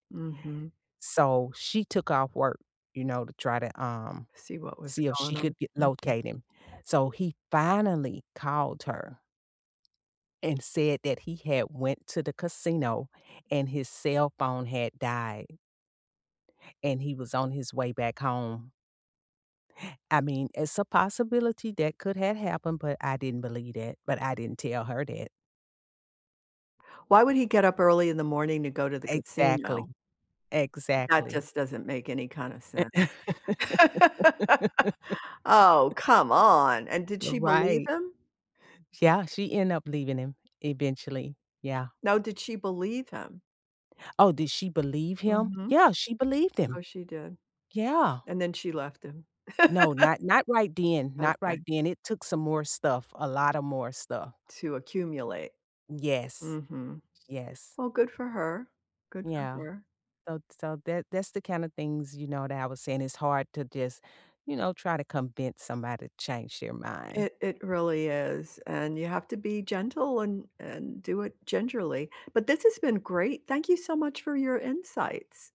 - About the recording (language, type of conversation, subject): English, unstructured, What do you think is the biggest challenge in trying to change someone’s mind?
- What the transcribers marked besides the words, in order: other background noise; tapping; laugh; laugh